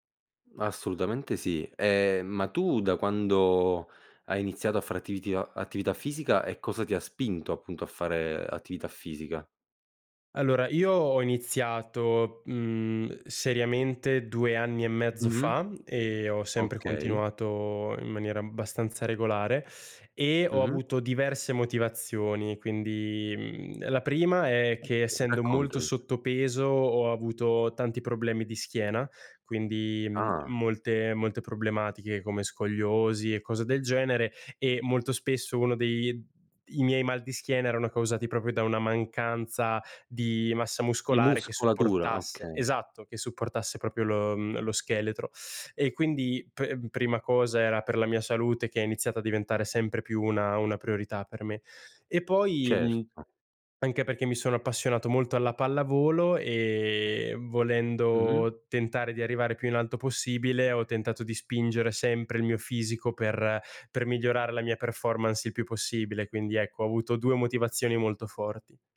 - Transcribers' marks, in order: "attività-" said as "attivitia"; "proprio" said as "propio"; "proprio" said as "propio"; other background noise
- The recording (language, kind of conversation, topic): Italian, podcast, Come fai a mantenere la costanza nell’attività fisica?